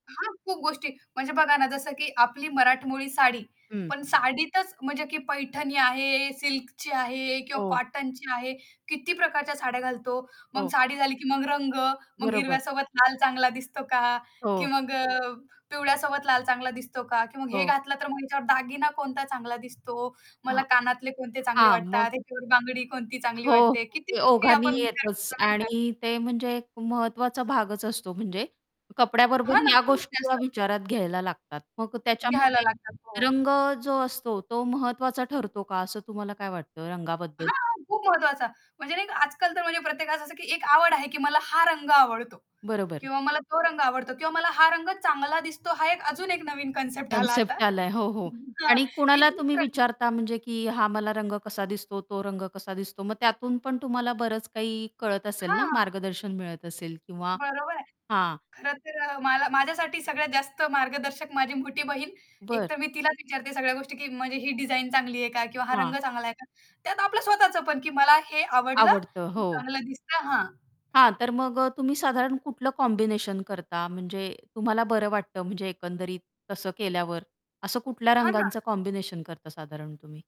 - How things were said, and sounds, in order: static; distorted speech; other background noise; tapping; in English: "कॉम्बिनेशन"; in English: "कॉम्बिनेशन"
- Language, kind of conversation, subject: Marathi, podcast, तुम्ही तुमच्या कपड्यांमधून काय सांगू इच्छिता?